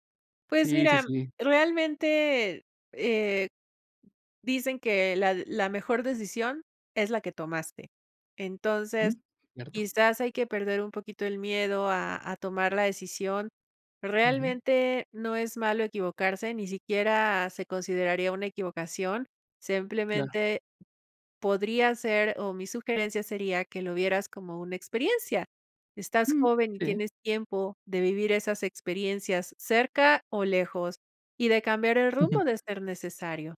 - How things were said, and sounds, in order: chuckle
- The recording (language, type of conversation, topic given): Spanish, advice, ¿Cómo puedo dejar de evitar decisiones importantes por miedo a equivocarme?